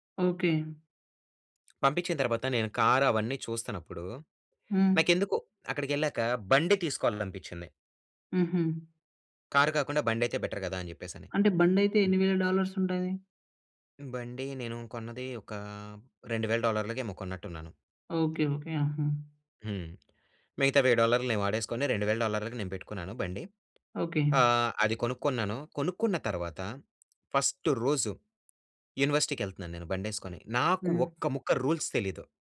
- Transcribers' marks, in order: tapping; in English: "బెటర్"; other background noise; in English: "డాలర్స్"; in English: "ఫస్ట్"; in English: "యూనివర్సిటీకెళ్తున్నాను"; in English: "రూల్స్"
- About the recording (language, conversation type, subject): Telugu, podcast, విదేశీ నగరంలో భాష తెలియకుండా తప్పిపోయిన అనుభవం ఏంటి?